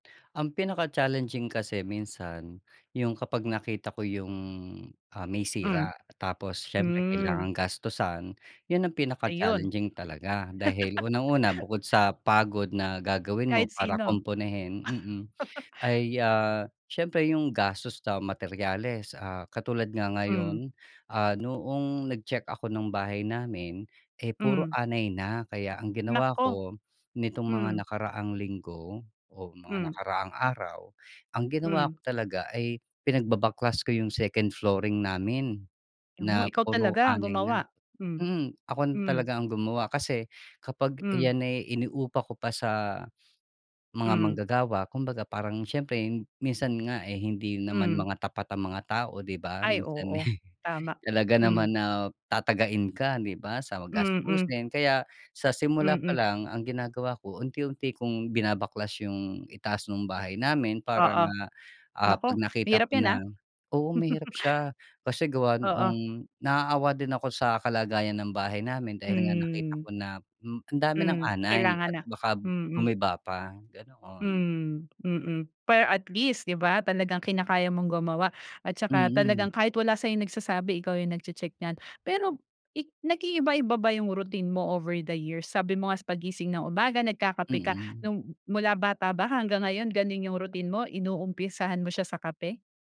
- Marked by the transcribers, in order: laugh; laugh; tapping; laughing while speaking: "eh"; chuckle
- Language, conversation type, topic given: Filipino, podcast, Ano ang ginagawa mo tuwing umaga para manatili kang masigla buong araw?
- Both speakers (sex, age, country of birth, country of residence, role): female, 35-39, Philippines, Finland, host; male, 45-49, Philippines, Philippines, guest